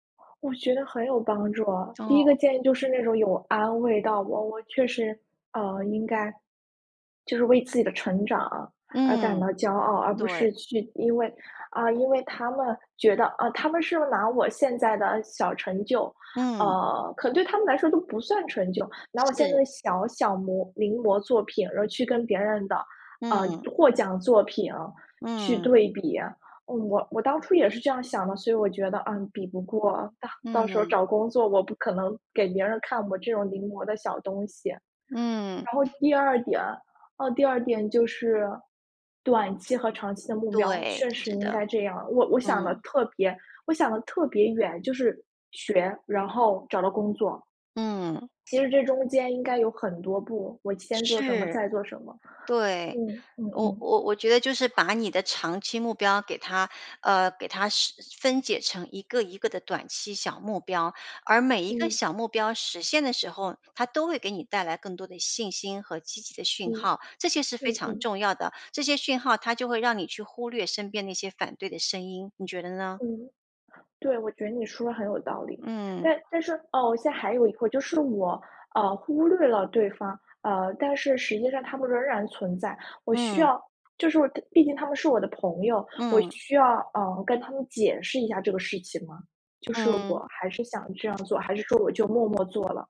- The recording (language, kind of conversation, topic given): Chinese, advice, 被批评后，你的创作自信是怎样受挫的？
- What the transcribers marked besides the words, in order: other background noise